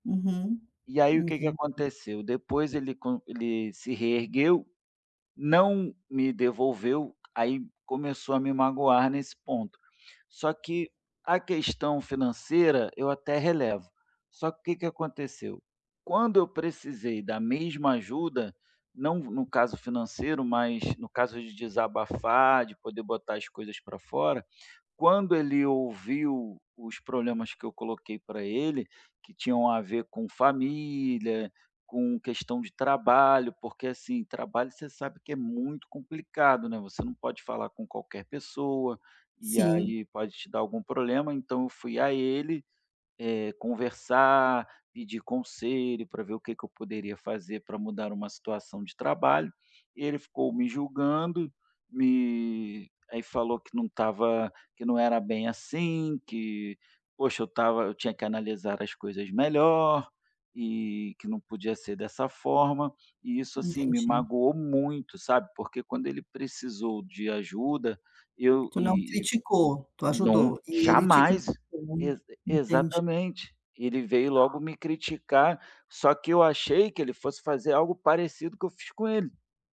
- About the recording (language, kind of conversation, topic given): Portuguese, advice, Como posso confiar no futuro quando tudo está mudando e me sinto inseguro?
- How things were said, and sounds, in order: tapping